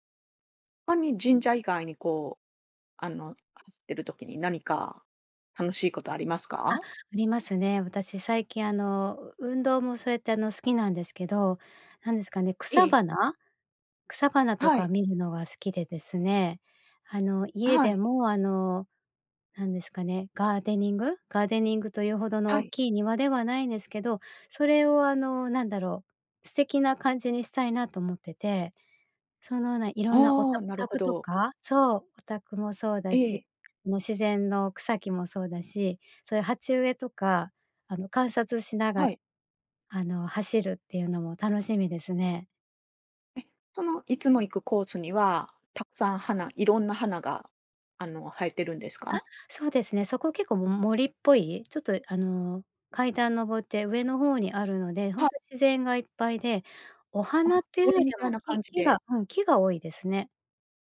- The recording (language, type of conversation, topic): Japanese, podcast, 散歩中に見つけてうれしいものは、どんなものが多いですか？
- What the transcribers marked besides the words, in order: unintelligible speech; other background noise